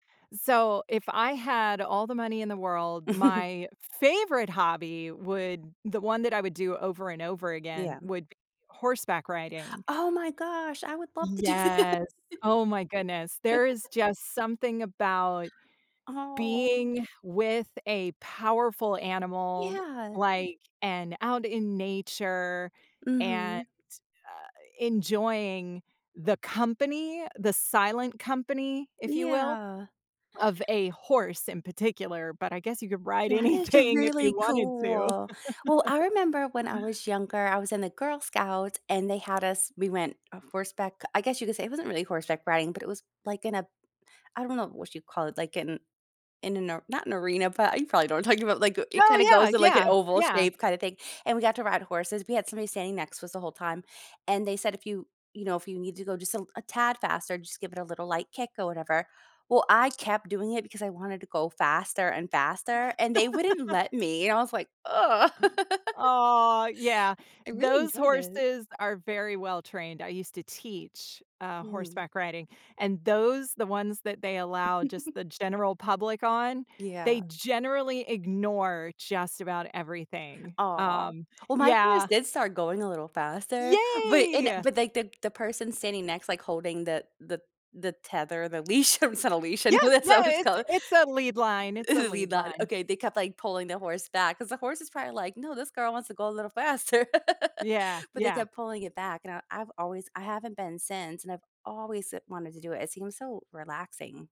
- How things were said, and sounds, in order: chuckle; stressed: "favorite"; laughing while speaking: "to do that"; chuckle; tapping; laughing while speaking: "anything"; drawn out: "cool"; chuckle; chuckle; chuckle; chuckle; stressed: "Yay"; laughing while speaking: "leash, I mean it's not … what it's called"; laughing while speaking: "Lean line"; chuckle
- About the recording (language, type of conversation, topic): English, unstructured, What hobby should I try to feel calmer, and why?
- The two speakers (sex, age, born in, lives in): female, 40-44, United States, United States; female, 40-44, United States, United States